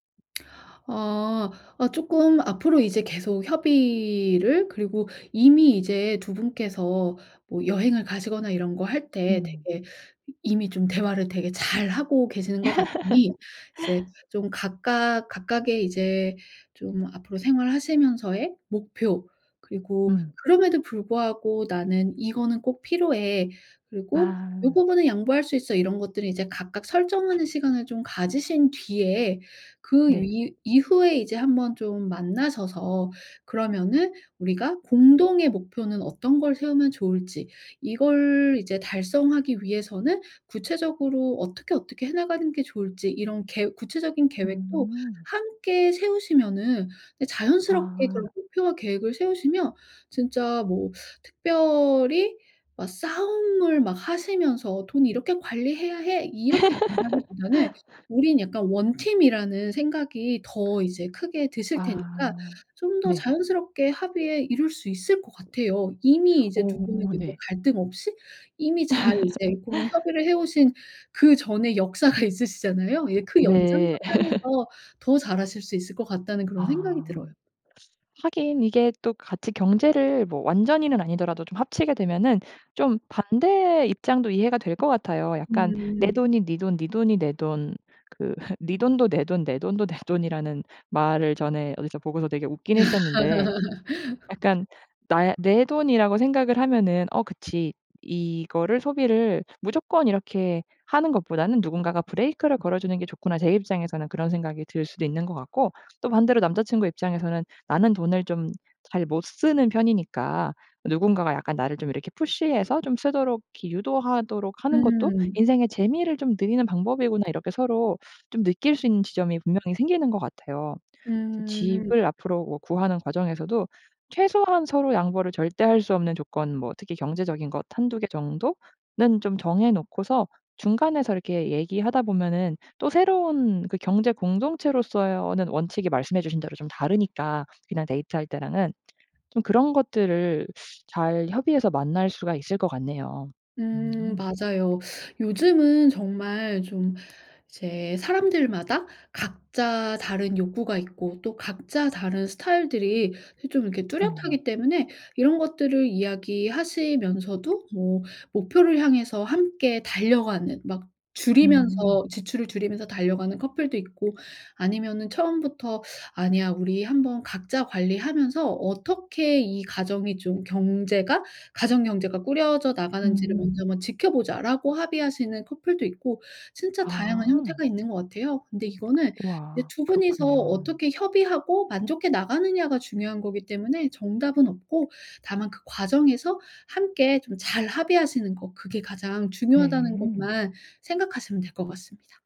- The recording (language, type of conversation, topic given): Korean, advice, 돈 관리 방식 차이로 인해 다툰 적이 있나요?
- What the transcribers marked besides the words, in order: other background noise; laugh; tapping; teeth sucking; laugh; laugh; laughing while speaking: "역사가"; laugh; laughing while speaking: "그"; laughing while speaking: "내"; laugh; in English: "푸시해서"; teeth sucking; teeth sucking